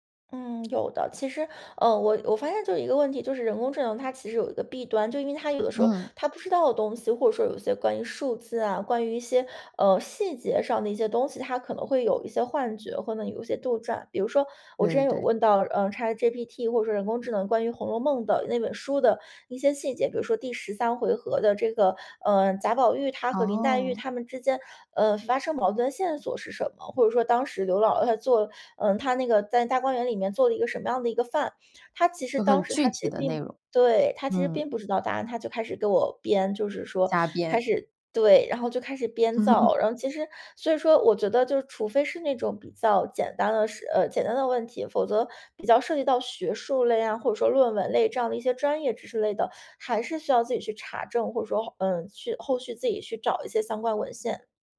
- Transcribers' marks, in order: laugh
- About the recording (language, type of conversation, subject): Chinese, podcast, 你如何看待人工智能在日常生活中的应用？